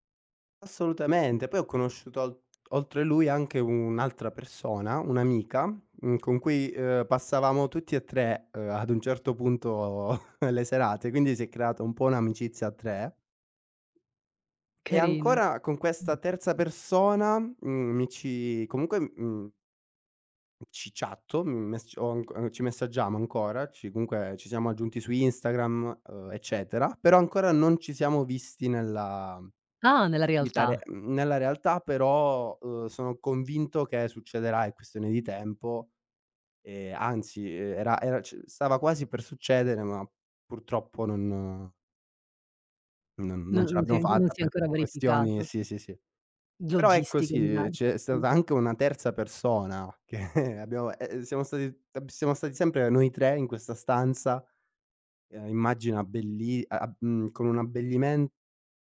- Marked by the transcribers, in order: tapping; chuckle; laughing while speaking: "che"; unintelligible speech
- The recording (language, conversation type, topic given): Italian, podcast, In che occasione una persona sconosciuta ti ha aiutato?